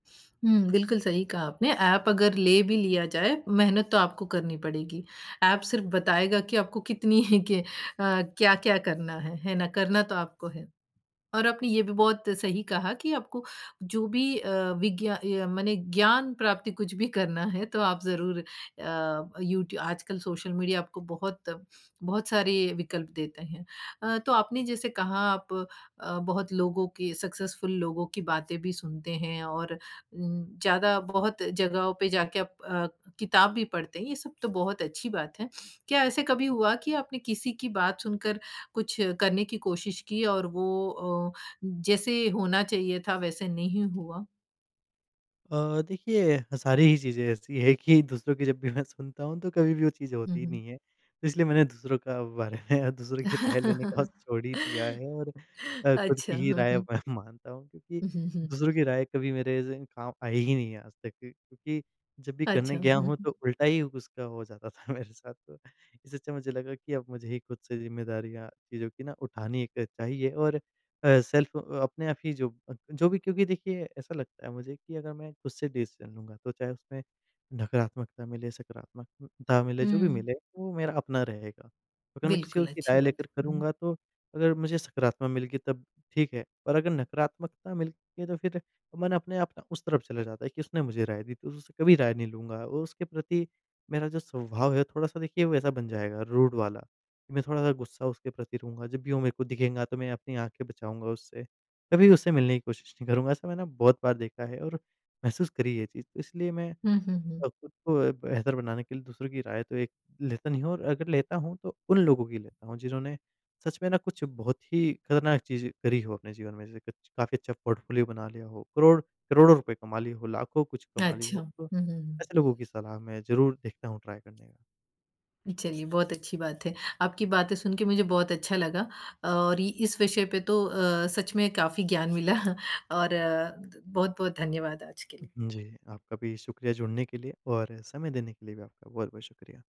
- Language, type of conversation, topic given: Hindi, podcast, खुद को बेहतर बनाने के लिए आप रोज़ क्या करते हैं?
- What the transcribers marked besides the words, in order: in English: "सक्सेसफुल"; laughing while speaking: "जब भी मैं"; laughing while speaking: "बारे में"; tapping; laugh; laughing while speaking: "राय लेने को"; laughing while speaking: "अब मैं"; chuckle; in English: "एज़ इन"; laughing while speaking: "था मेरे साथ"; in English: "सेल्फ"; in English: "डिसीज़न"; in English: "रूड"; in English: "ट्राई"; other background noise; laughing while speaking: "मिला"